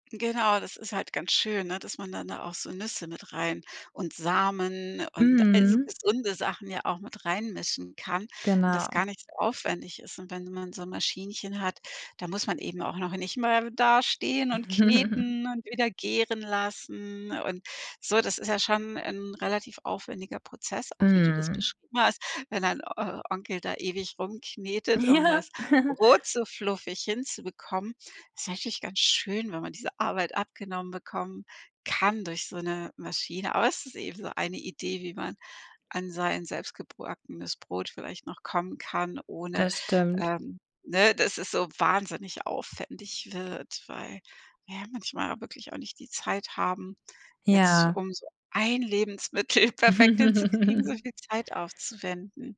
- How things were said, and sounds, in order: other background noise; chuckle; laughing while speaking: "Ja"; chuckle; tapping; stressed: "ein"; laughing while speaking: "Lebensmittel"; chuckle
- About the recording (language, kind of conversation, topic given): German, podcast, Welche Rolle spielt Brot bei deinem Wohlfühlessen?